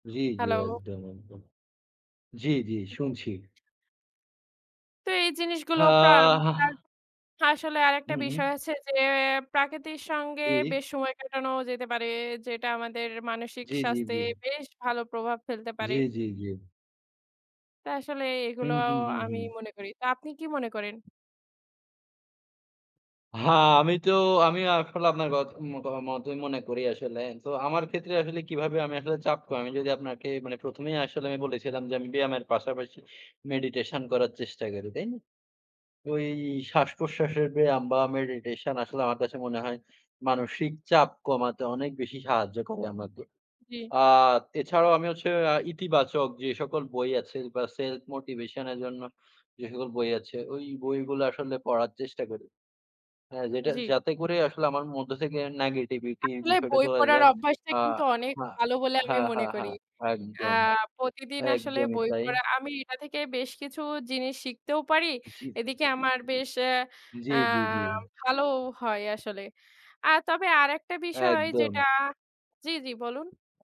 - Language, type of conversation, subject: Bengali, unstructured, আপনি কীভাবে নিজেকে সুস্থ রাখেন?
- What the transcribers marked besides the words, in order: other background noise; drawn out: "হা"; unintelligible speech; "প্রকৃতির" said as "প্রাকৃতির"; "জ্বী" said as "ইহ"; "হ্যাঁ" said as "হা"; in English: "meditation"; drawn out: "ওই"; in English: "meditation"; in English: "Self motivation"; "মধ্যে" said as "মধ্য"; "হ্যাঁ" said as "হা"; "হ্যাঁ" said as "হা"; "হ্যাঁ" said as "হা"